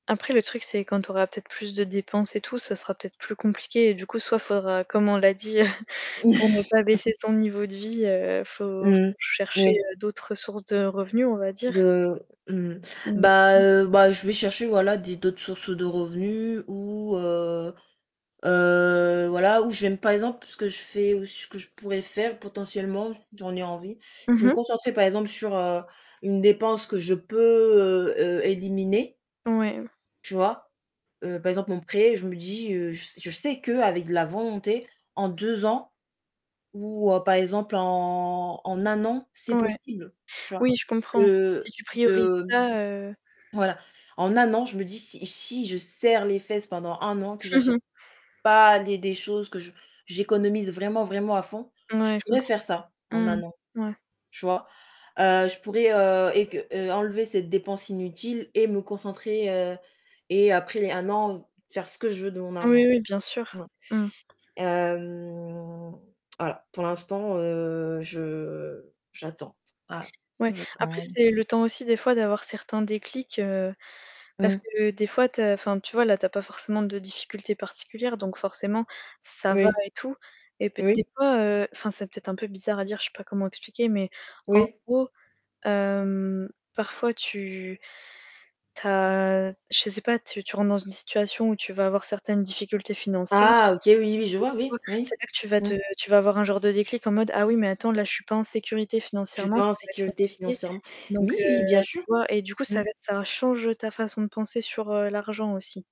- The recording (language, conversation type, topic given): French, unstructured, Qu’est-ce qui te fait dépenser plus que prévu ?
- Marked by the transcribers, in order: chuckle; distorted speech; static; drawn out: "heu"; drawn out: "en"; chuckle; tapping; drawn out: "Hem"